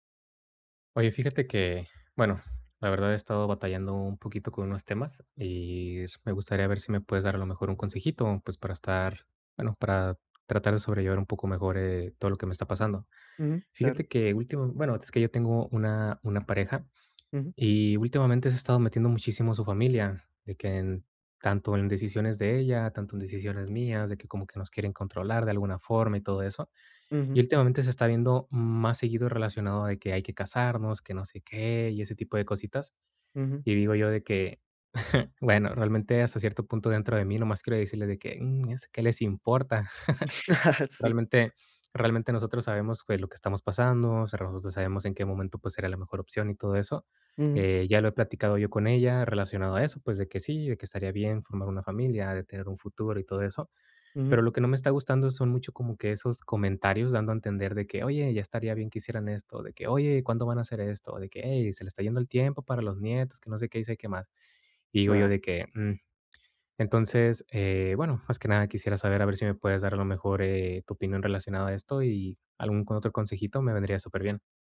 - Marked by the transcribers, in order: tapping; chuckle; chuckle; laugh
- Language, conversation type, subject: Spanish, advice, ¿Cómo afecta la presión de tu familia política a tu relación o a tus decisiones?